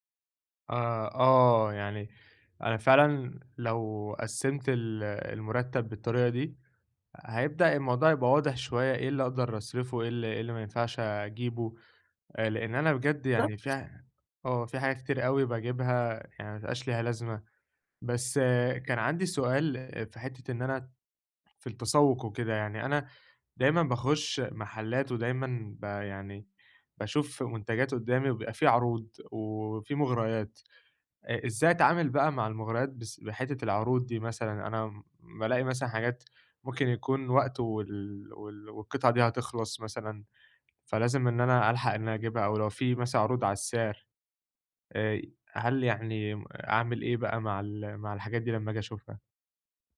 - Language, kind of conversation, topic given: Arabic, advice, إزاي أقلّل من شراء حاجات مش محتاجها؟
- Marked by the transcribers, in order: none